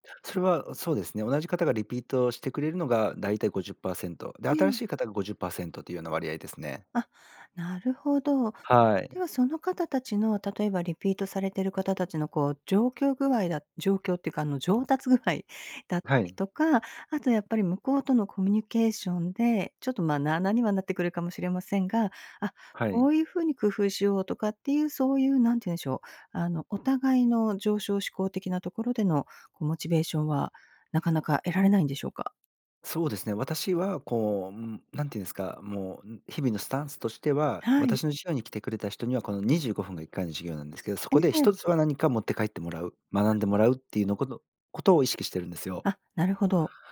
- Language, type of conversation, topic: Japanese, advice, 長期的な目標に向けたモチベーションが続かないのはなぜですか？
- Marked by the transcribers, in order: laughing while speaking: "上達具合"; other noise